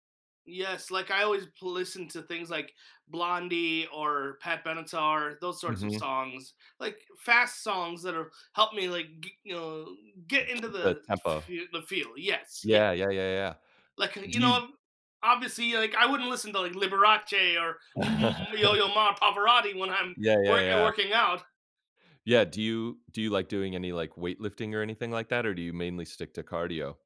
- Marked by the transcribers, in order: other background noise; laugh; tapping
- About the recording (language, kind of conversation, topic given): English, unstructured, What helps you maintain healthy habits and motivation each day?
- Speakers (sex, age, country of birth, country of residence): male, 30-34, United States, United States; male, 40-44, United States, United States